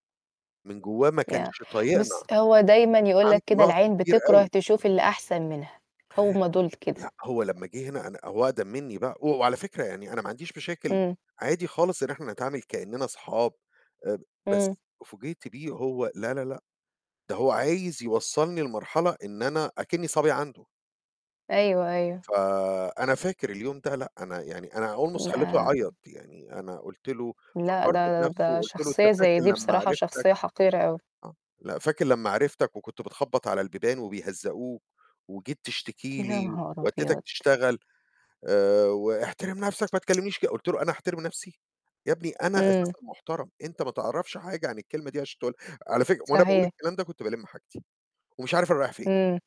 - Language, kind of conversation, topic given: Arabic, unstructured, هل عمرك حسّيت بالخذلان من صاحب قريب منك؟
- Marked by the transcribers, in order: static; in English: "almost"; unintelligible speech; put-on voice: "واحترم نفسك ما تكلمنيش كده"; tapping